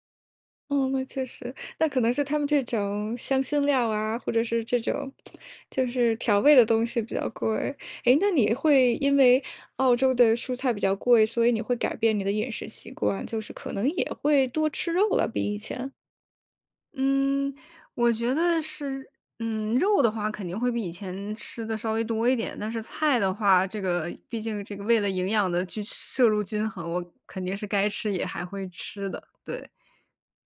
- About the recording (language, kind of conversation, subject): Chinese, podcast, 你能讲讲你最拿手的菜是什么，以及你是怎么做的吗？
- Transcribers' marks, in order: tsk